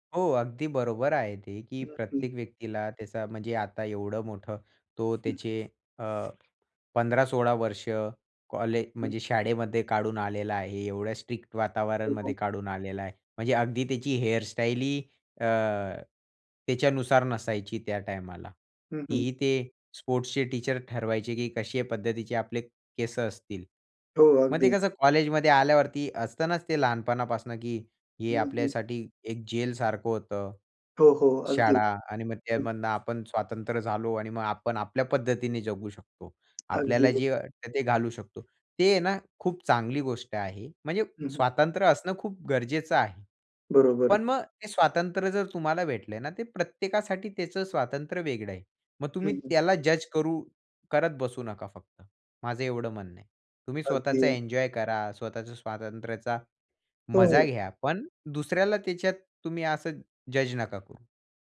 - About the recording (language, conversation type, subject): Marathi, podcast, शाळा किंवा महाविद्यालयातील पोशाख नियमांमुळे तुमच्या स्वतःच्या शैलीवर कसा परिणाम झाला?
- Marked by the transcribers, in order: other background noise; unintelligible speech; in English: "हेअरस्टाईलही"; in English: "स्पोर्ट्सचे टीचर"; tapping